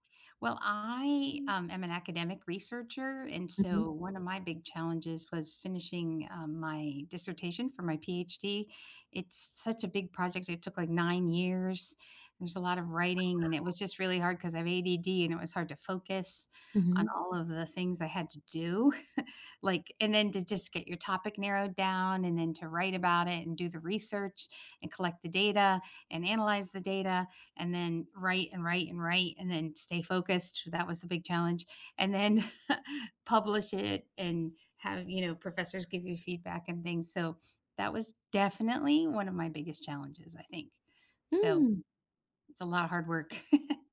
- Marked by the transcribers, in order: other background noise; chuckle; laughing while speaking: "then"; chuckle; chuckle
- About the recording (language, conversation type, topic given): English, unstructured, What’s a challenge you faced, and how did you overcome it?
- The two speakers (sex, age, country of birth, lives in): female, 30-34, United States, United States; female, 60-64, United States, United States